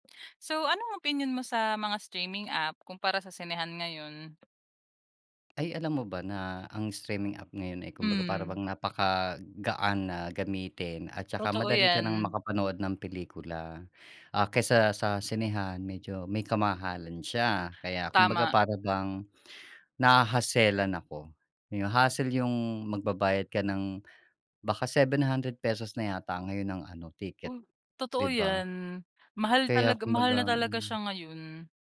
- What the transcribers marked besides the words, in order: none
- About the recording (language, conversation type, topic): Filipino, podcast, Ano ang opinyon mo sa panonood sa pamamagitan ng internet kumpara sa panonood sa sinehan ngayon?